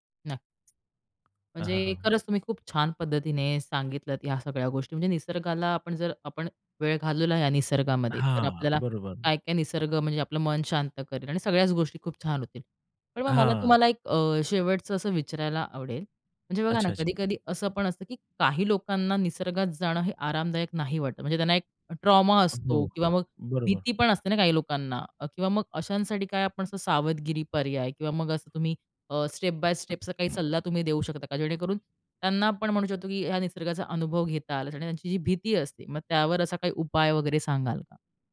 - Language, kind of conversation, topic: Marathi, podcast, निसर्गाची शांतता तुझं मन कसं बदलते?
- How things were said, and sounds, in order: tapping; other background noise; in English: "स्टेप बाय स्टेप"